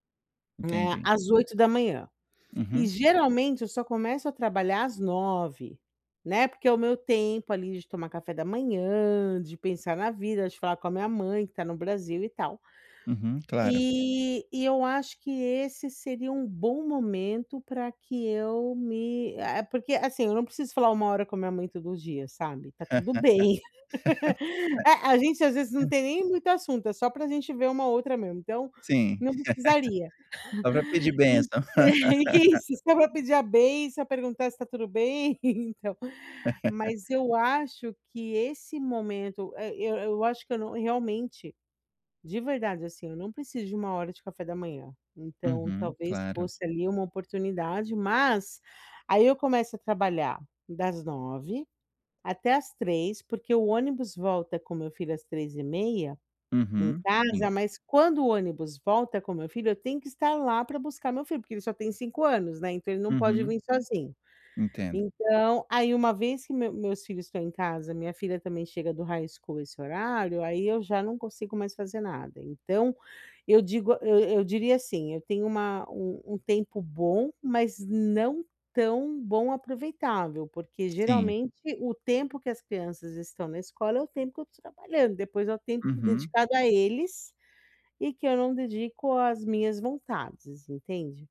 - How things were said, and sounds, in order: tapping; laugh; unintelligible speech; laugh; laugh; chuckle; laughing while speaking: "É, que isso"; laughing while speaking: "está tudo bem"; laugh; in English: "high school"; other background noise
- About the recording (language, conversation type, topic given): Portuguese, advice, Como posso conciliar meus hobbies com a minha rotina de trabalho?